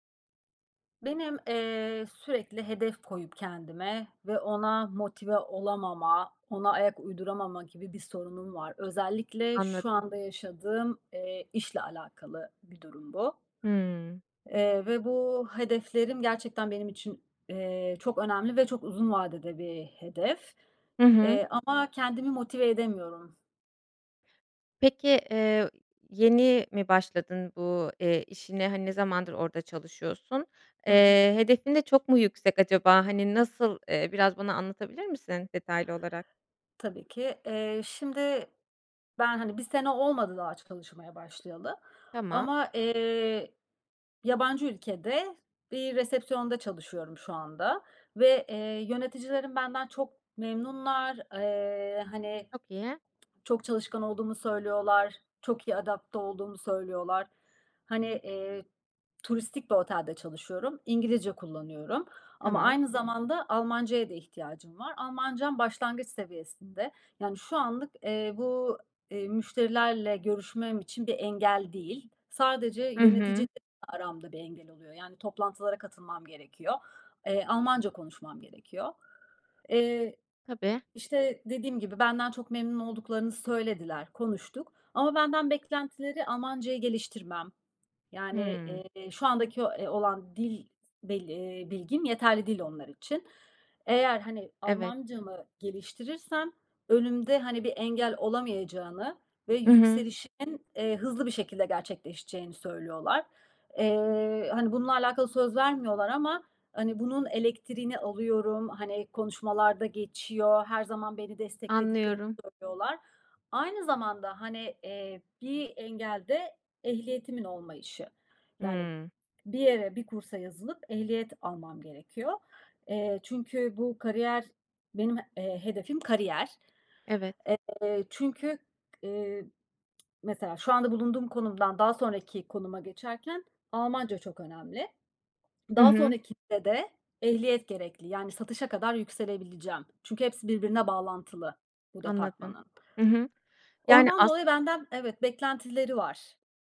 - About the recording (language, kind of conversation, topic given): Turkish, advice, Hedefler koymama rağmen neden motive olamıyor ya da hedeflerimi unutuyorum?
- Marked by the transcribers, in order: tapping